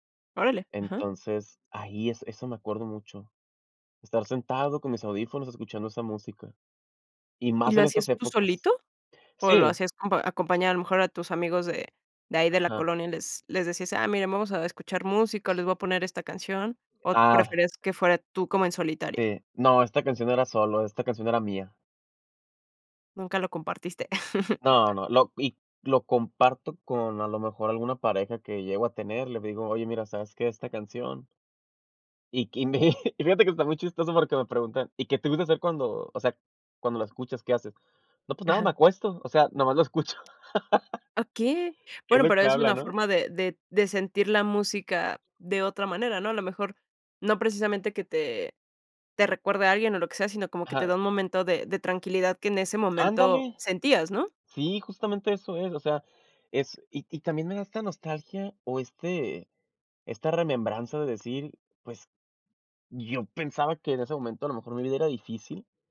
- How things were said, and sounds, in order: other background noise; chuckle; laughing while speaking: "y mi"; laugh
- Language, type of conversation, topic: Spanish, podcast, ¿Qué canción te devuelve a una época concreta de tu vida?